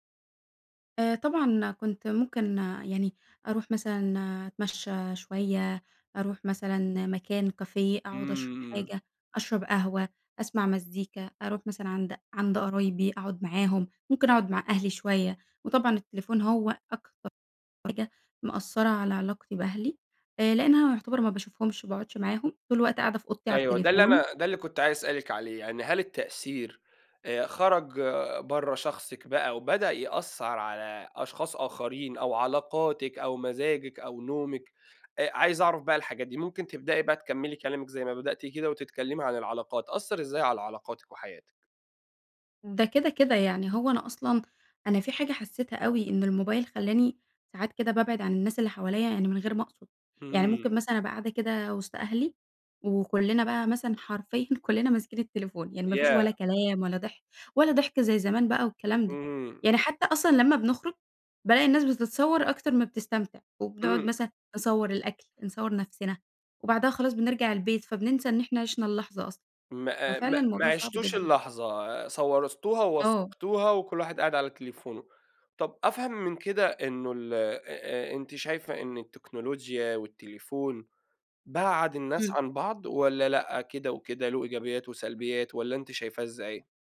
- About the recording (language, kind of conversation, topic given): Arabic, podcast, إزاي الموبايل بيأثر على يومك؟
- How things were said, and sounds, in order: other background noise; chuckle